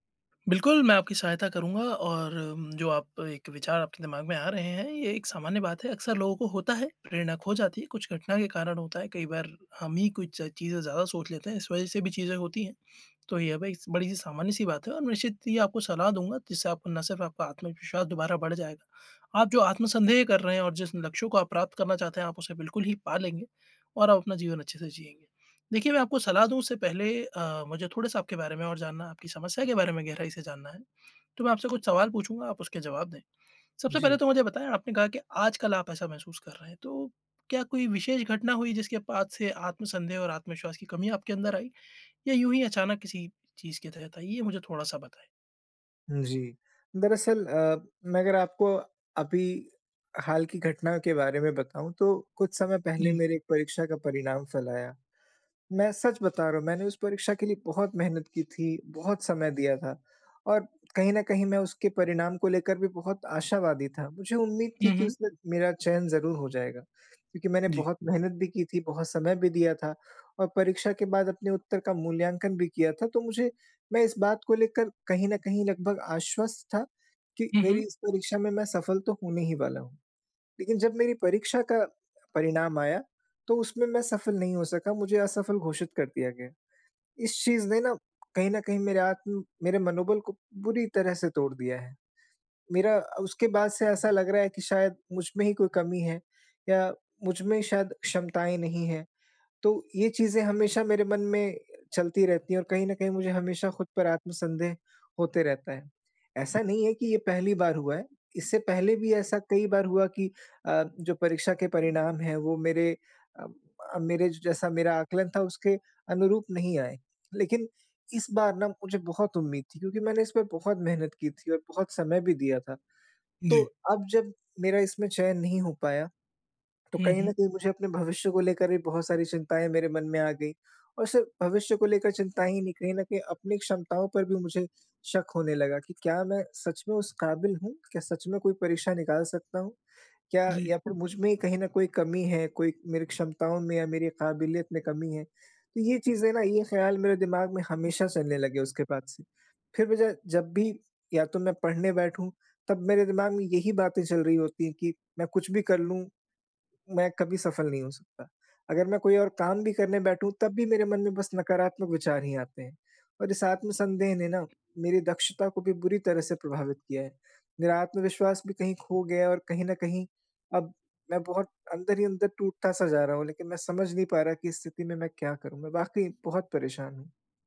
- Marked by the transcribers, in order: none
- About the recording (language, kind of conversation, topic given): Hindi, advice, आत्म-संदेह से निपटना और आगे बढ़ना